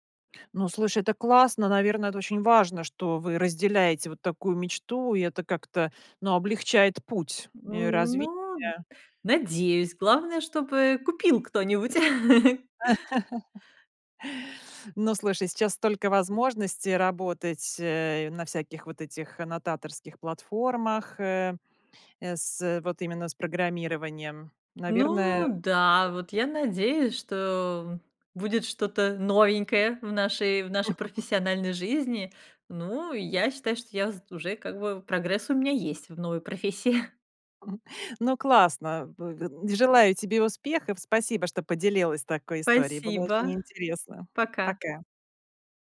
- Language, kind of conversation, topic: Russian, podcast, Как понять, что пора менять профессию и учиться заново?
- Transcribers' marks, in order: drawn out: "Ну"; tapping; chuckle; laugh; other background noise; chuckle; chuckle